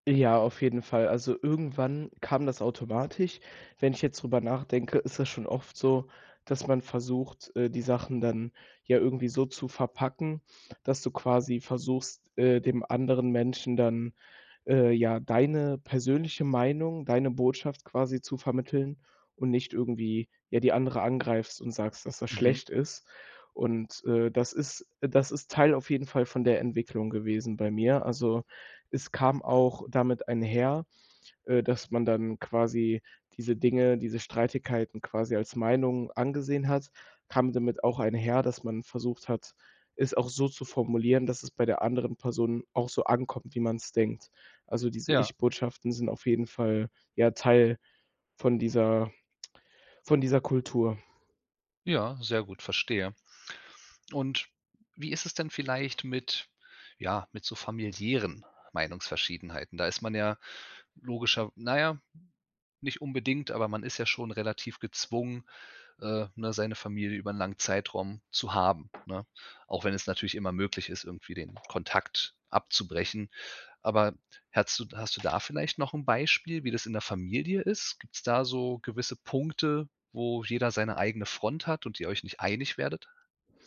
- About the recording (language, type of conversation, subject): German, podcast, Wie gehst du mit Meinungsverschiedenheiten um?
- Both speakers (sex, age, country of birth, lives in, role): male, 18-19, Germany, Germany, guest; male, 35-39, Germany, Germany, host
- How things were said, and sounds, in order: tapping; other background noise